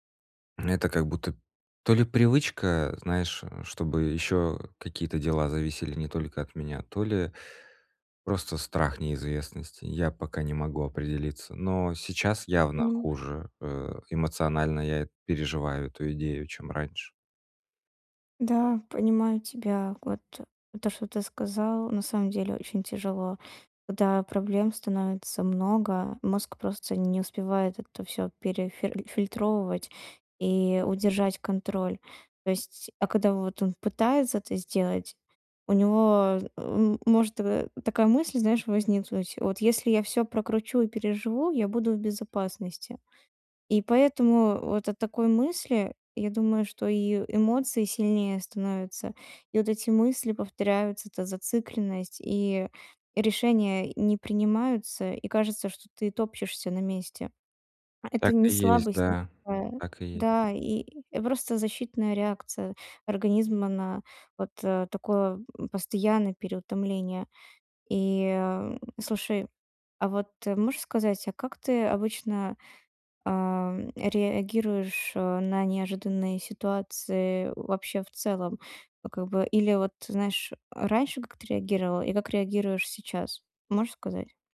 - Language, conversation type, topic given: Russian, advice, Как мне стать более гибким в мышлении и легче принимать изменения?
- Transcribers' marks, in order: none